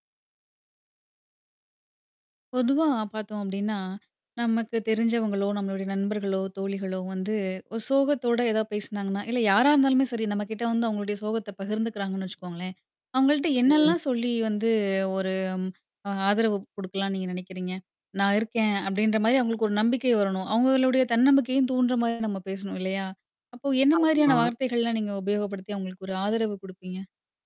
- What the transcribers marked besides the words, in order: drawn out: "வந்து"; distorted speech
- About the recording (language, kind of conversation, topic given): Tamil, podcast, ஒருவர் சோகமாகப் பேசும்போது அவர்களுக்கு ஆதரவாக நீங்கள் என்ன சொல்வீர்கள்?
- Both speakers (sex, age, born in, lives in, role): female, 30-34, India, India, host; female, 35-39, India, India, guest